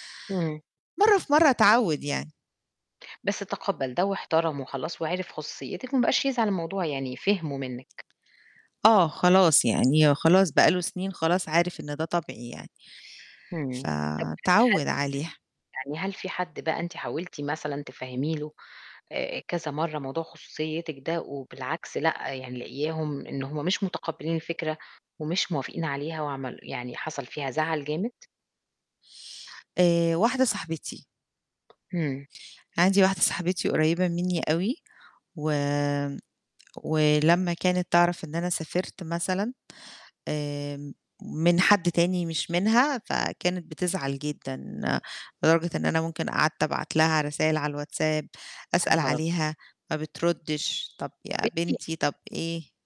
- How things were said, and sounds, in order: tapping; distorted speech; unintelligible speech
- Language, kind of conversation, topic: Arabic, podcast, إزاي تحافظ على خصوصيتك وإنت موجود على الإنترنت؟